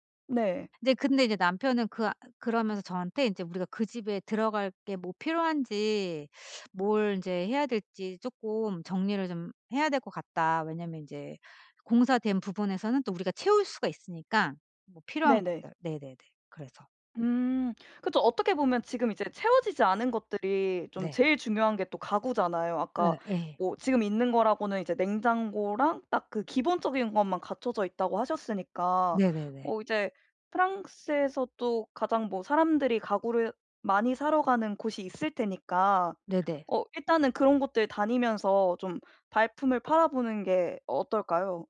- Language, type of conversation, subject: Korean, advice, 현지 정착을 위해 생활 인프라를 어떻게 정비하면 좋을까요?
- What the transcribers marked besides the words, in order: tapping